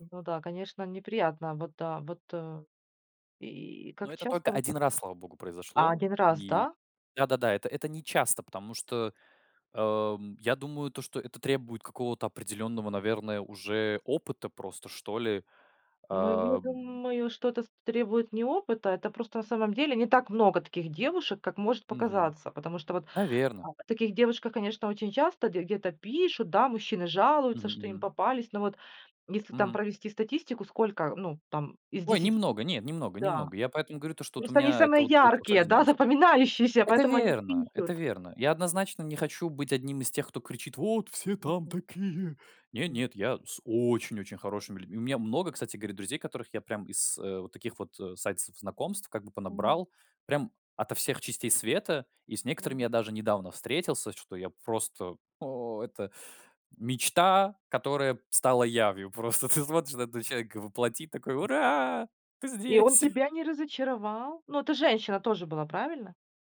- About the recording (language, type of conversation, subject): Russian, podcast, Как в онлайне можно выстроить настоящее доверие?
- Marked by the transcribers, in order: other background noise; put-on voice: "Вот все там такие!"; other noise; laughing while speaking: "ты"; put-on voice: "Ура, ты здесь!"; chuckle; tapping